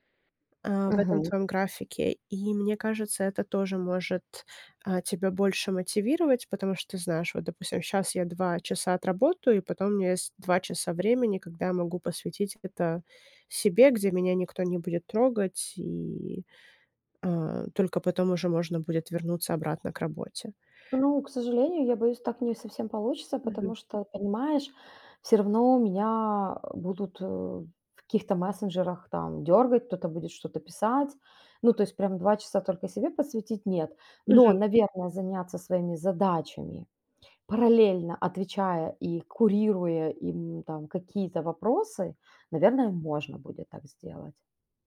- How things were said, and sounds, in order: none
- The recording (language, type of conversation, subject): Russian, advice, Как справиться с неуверенностью при возвращении к привычному рабочему ритму после отпуска?